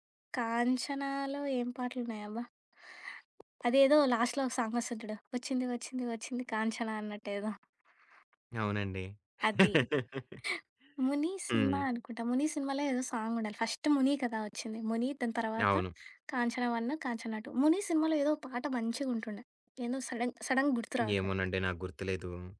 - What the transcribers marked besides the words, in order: tapping; in English: "లాస్ట్‌లో"; other background noise; laugh; in English: "ఫస్ట్"; in English: "సడెన్ సడెన్‌గా"
- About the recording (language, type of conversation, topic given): Telugu, podcast, పాత జ్ఞాపకాలు గుర్తుకొచ్చేలా మీరు ప్లేలిస్ట్‌కి ఏ పాటలను జోడిస్తారు?